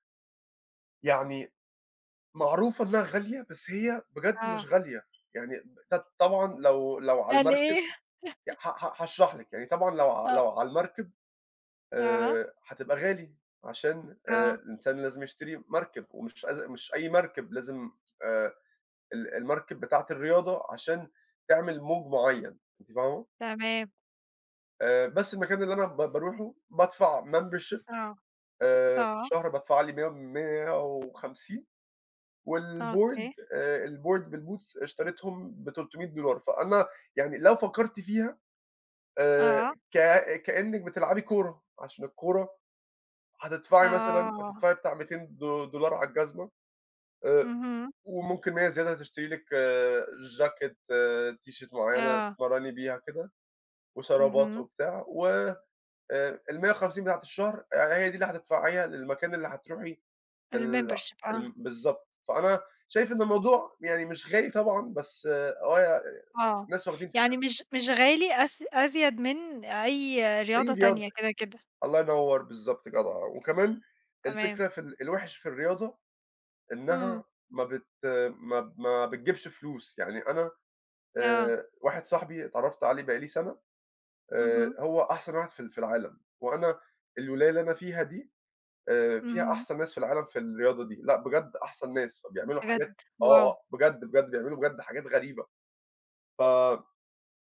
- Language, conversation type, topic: Arabic, unstructured, عندك هواية بتساعدك تسترخي؟ إيه هي؟
- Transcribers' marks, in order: other background noise; laugh; in English: "membership"; in English: "الboard"; in English: "الboard بالboots"; in English: "تيشيرت"; in English: "الmembership"